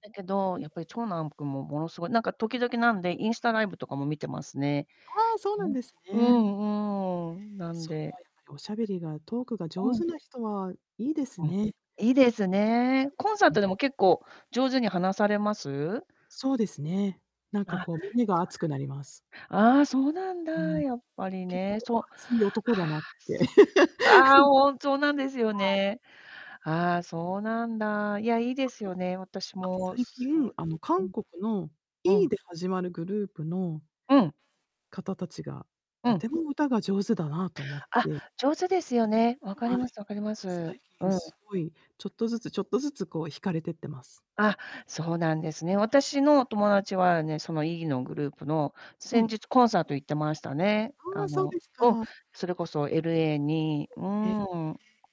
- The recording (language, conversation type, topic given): Japanese, unstructured, 自分の夢が実現したら、まず何をしたいですか？
- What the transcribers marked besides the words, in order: distorted speech; static; other background noise; laugh; tapping; unintelligible speech